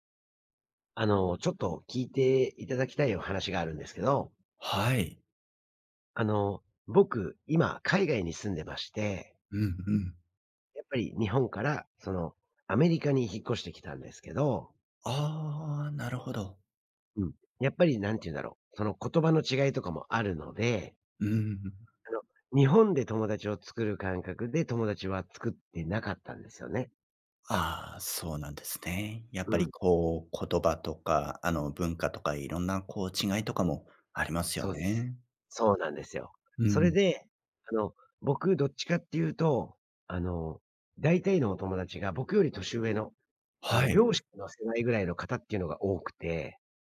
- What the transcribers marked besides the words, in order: none
- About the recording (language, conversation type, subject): Japanese, advice, 引っ越してきた地域で友人がいないのですが、どうやって友達を作ればいいですか？